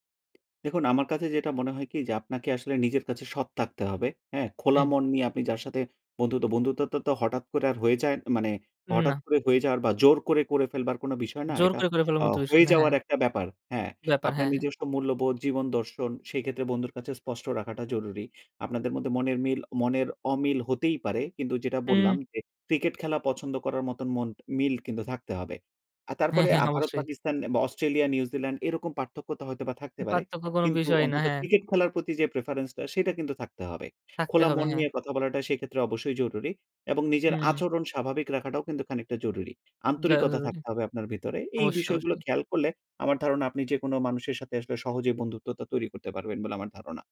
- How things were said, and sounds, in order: in English: "প্রেফারেন্স"
- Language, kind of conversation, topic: Bengali, podcast, পরিবারের বাইরে ‘তোমার মানুষ’ খুঁজতে কী করো?